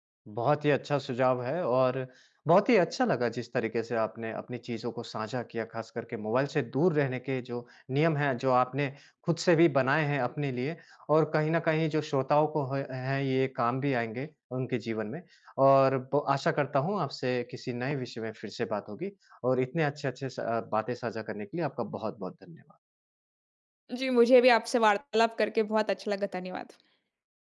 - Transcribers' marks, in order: none
- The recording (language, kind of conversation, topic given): Hindi, podcast, आप मोबाइल फ़ोन और स्क्रीन पर बिताए जाने वाले समय को कैसे नियंत्रित करते हैं?